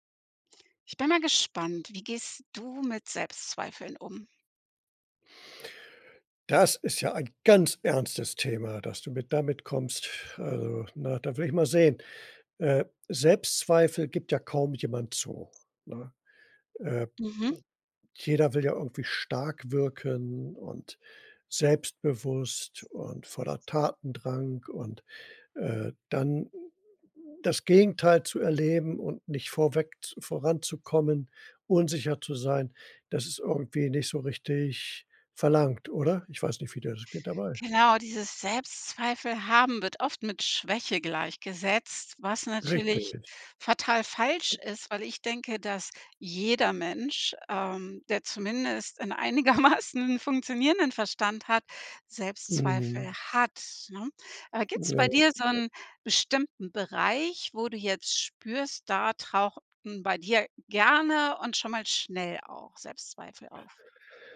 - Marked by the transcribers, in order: other background noise; laughing while speaking: "einigermaßen"; unintelligible speech
- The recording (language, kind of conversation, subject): German, podcast, Wie gehst du mit Selbstzweifeln um?